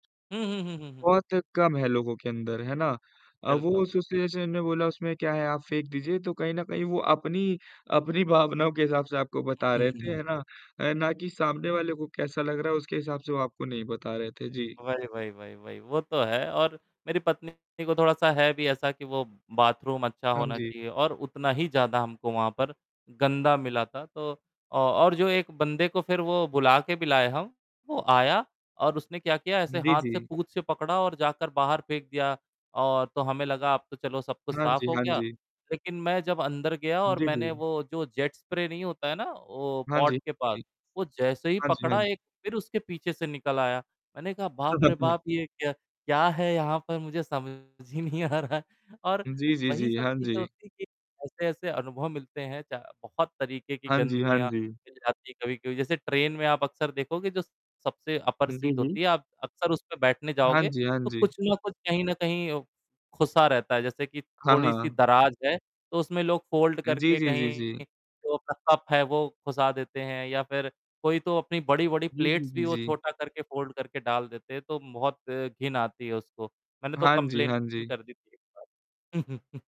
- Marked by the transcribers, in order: static; in English: "एसोसिएशन"; other background noise; distorted speech; chuckle; laughing while speaking: "समझ ही नहीं आ रहा है"; in English: "अपर सीट"; in English: "फोल्ड"; in English: "प्लेट्स"; in English: "फोल्ड"; tapping; in English: "कंप्लेंट"; chuckle
- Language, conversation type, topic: Hindi, unstructured, क्या यात्रा के दौरान आपको कभी कोई जगह बहुत गंदी लगी है?